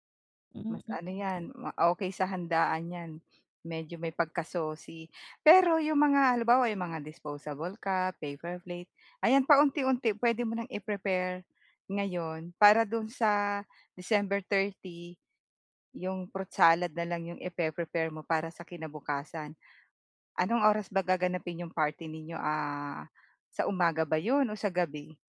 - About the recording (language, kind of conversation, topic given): Filipino, advice, Paano ko mas maayos na mapamamahalaan ang oras at pera para sa selebrasyon?
- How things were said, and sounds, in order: none